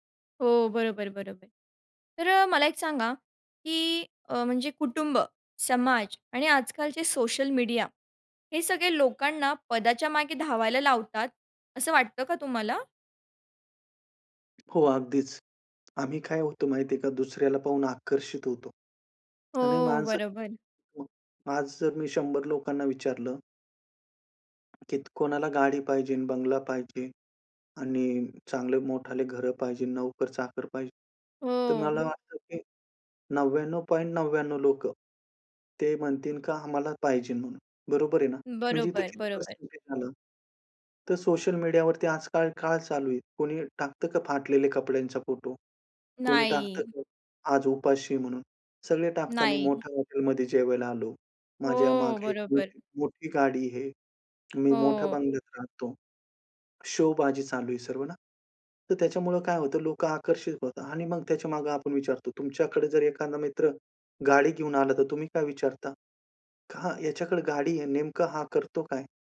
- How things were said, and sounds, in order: tapping; other noise; "मोठे" said as "मोठाले"
- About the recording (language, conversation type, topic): Marathi, podcast, मोठ्या पदापेक्षा कामात समाधान का महत्त्वाचं आहे?